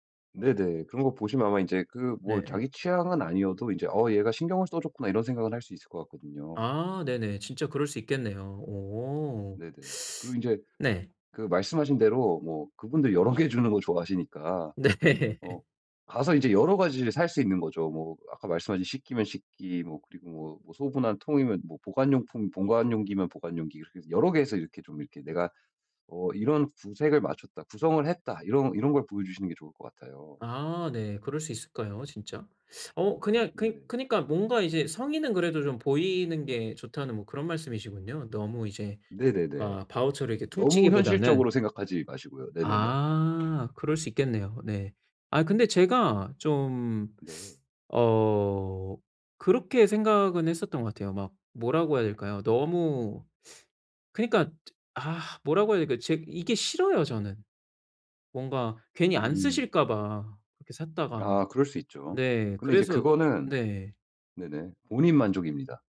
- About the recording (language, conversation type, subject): Korean, advice, 누군가에게 줄 선물을 고를 때 무엇을 먼저 고려해야 하나요?
- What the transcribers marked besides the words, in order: other background noise; laughing while speaking: "여러 개"; laughing while speaking: "네"; in English: "바우처로"